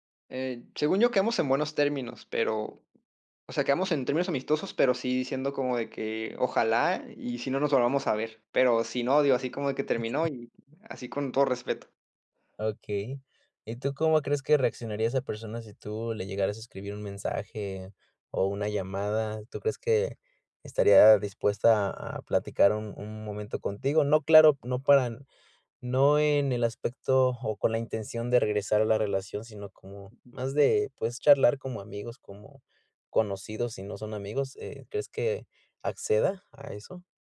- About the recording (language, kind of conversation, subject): Spanish, advice, ¿Cómo puedo interpretar mejor comentarios vagos o contradictorios?
- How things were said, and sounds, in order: other background noise